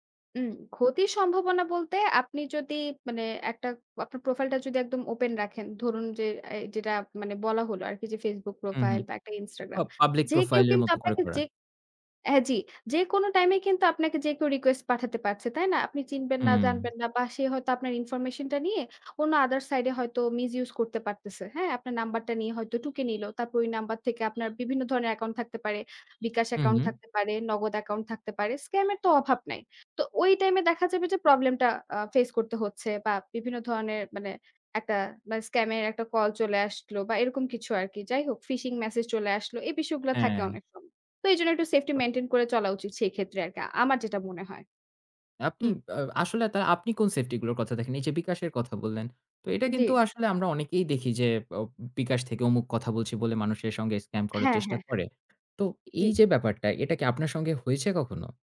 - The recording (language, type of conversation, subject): Bengali, podcast, অনলাইনে ব্যক্তিগত তথ্য শেয়ার করার তোমার সীমা কোথায়?
- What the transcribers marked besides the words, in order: horn